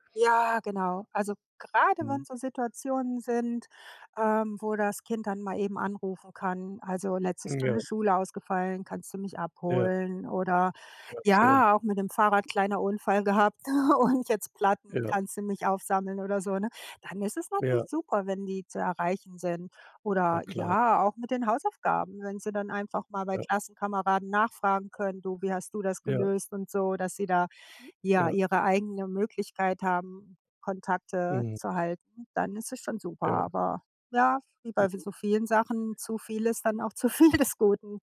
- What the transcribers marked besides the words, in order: other background noise; giggle; laughing while speaking: "zu viel des"
- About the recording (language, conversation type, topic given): German, podcast, Welche Rolle spielen Smartphones im Familienleben?